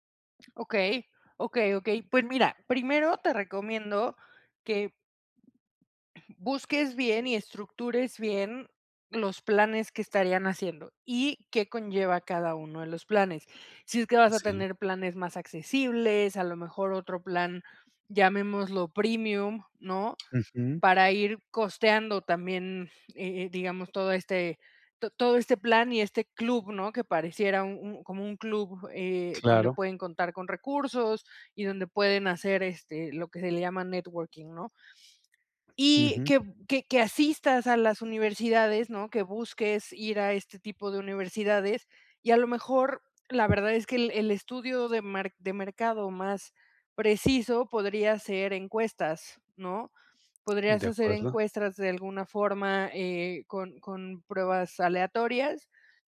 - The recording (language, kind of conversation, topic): Spanish, advice, ¿Cómo puedo validar si mi idea de negocio tiene un mercado real?
- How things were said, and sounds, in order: throat clearing; tapping; "encuestas" said as "encuestras"